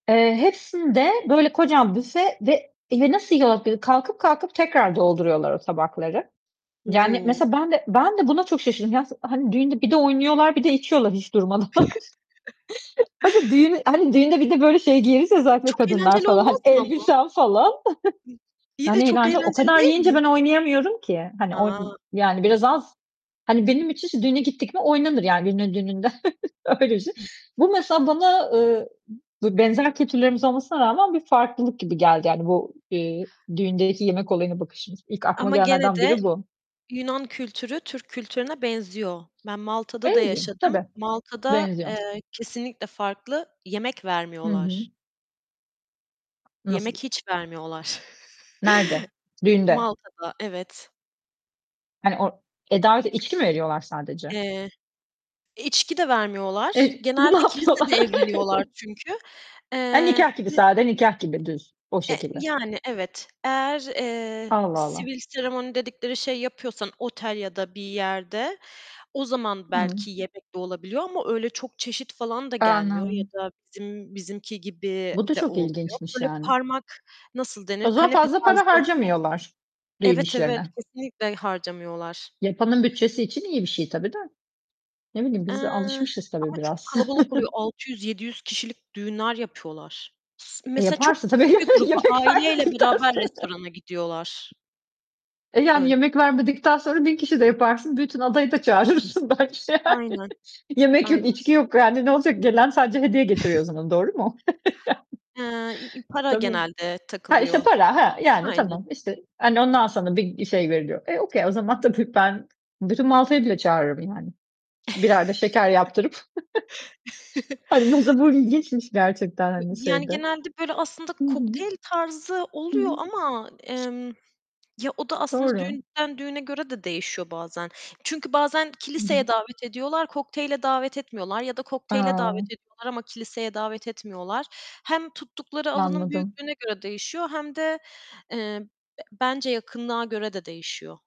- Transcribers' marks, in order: mechanical hum; other background noise; chuckle; tapping; chuckle; distorted speech; chuckle; chuckle; unintelligible speech; chuckle; laughing while speaking: "ne yapıyorlar?"; unintelligible speech; chuckle; laughing while speaking: "yeme yemek vermedikten sonra"; laughing while speaking: "çağırırsın belki yani"; chuckle; in English: "okay"; chuckle; chuckle; unintelligible speech
- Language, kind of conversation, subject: Turkish, unstructured, Farklı kültürler hakkında öğrendiğiniz en şaşırtıcı şey nedir?